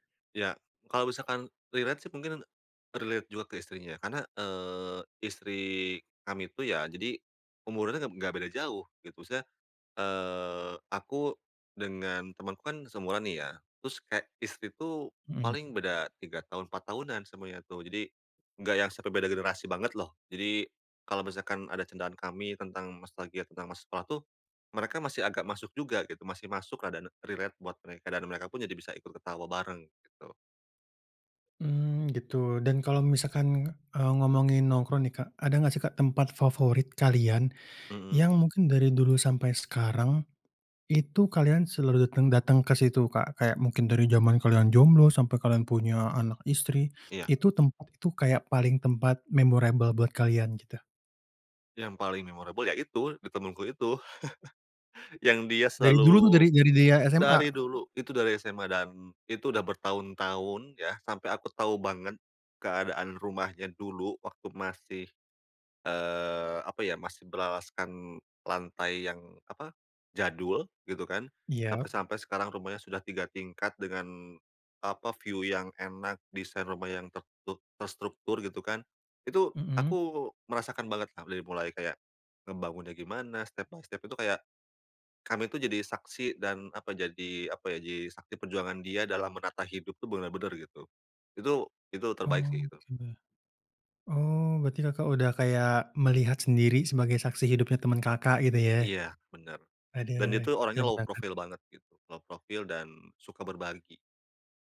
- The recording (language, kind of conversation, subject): Indonesian, podcast, Apa peran nongkrong dalam persahabatanmu?
- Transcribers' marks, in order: in English: "relate"; in English: "relate"; in English: "relate"; stressed: "favorit kalian"; in English: "memorable"; in English: "memorable"; chuckle; stressed: "rumahnya dulu"; in English: "view"; in English: "step by step"; in English: "low"; in English: "Low"